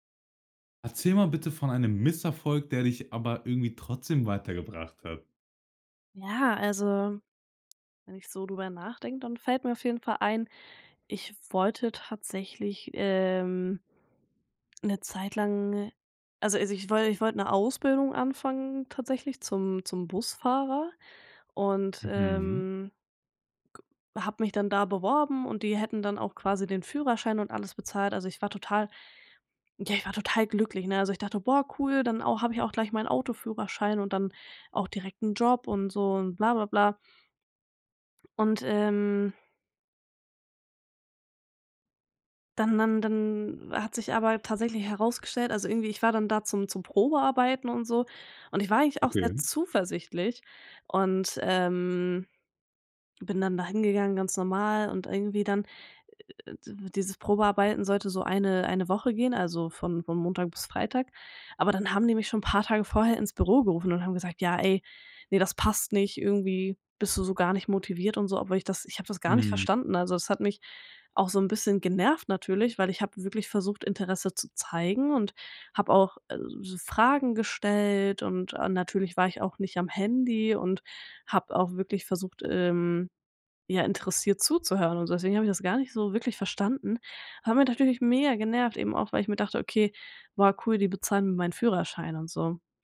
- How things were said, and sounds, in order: other noise
- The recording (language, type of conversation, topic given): German, podcast, Kannst du von einem Misserfolg erzählen, der dich weitergebracht hat?